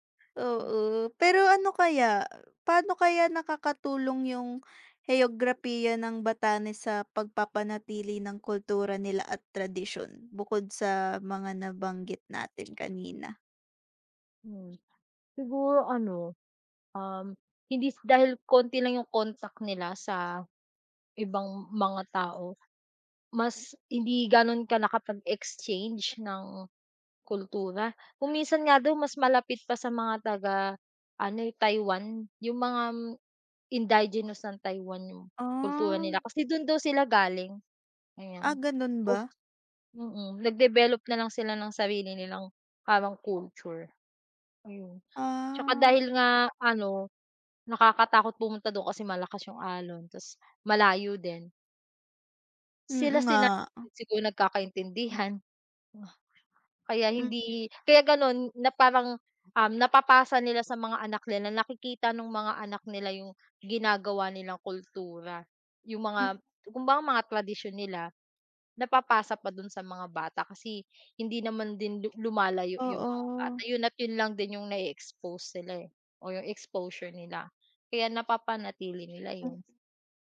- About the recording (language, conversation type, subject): Filipino, unstructured, Paano nakaaapekto ang heograpiya ng Batanes sa pamumuhay ng mga tao roon?
- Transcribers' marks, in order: tapping; other background noise; other noise